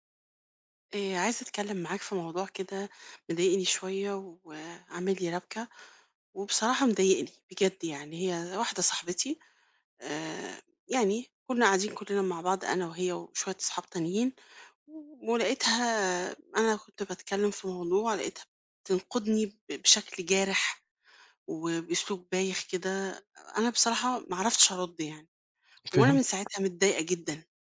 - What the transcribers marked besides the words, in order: tapping
- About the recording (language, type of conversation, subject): Arabic, advice, إزاي أرد على صاحبي لما يقوللي كلام نقد جارح؟